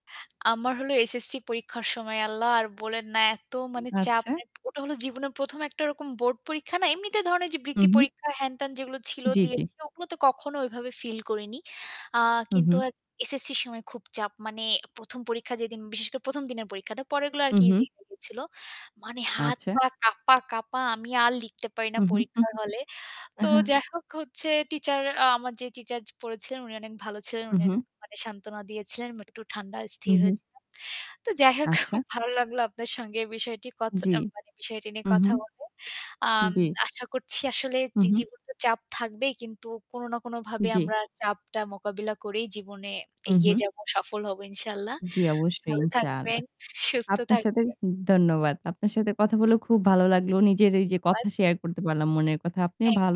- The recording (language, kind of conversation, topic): Bengali, unstructured, আপনি কি কখনো চাপ কমানোর জন্য বিশেষ কিছু করেন?
- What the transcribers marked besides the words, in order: static; tapping; other background noise; in English: "easy"; distorted speech; in Arabic: "ইনশাআল্লাহ"; in Arabic: "ইনশাআল্লাহ"